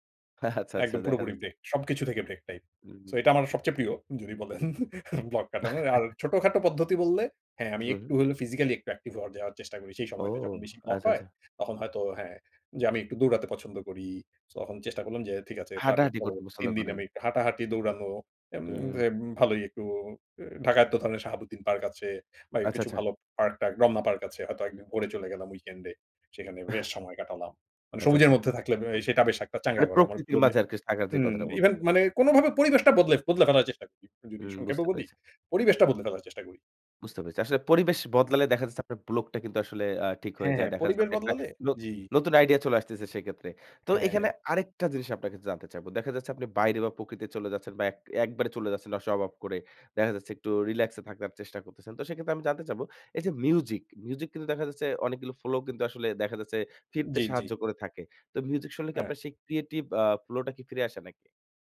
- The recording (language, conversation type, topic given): Bengali, podcast, আপনি কীভাবে সৃজনশীলতার বাধা ভেঙে ফেলেন?
- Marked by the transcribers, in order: laughing while speaking: "আচ্ছা, আচ্ছা"; chuckle; tapping; chuckle; chuckle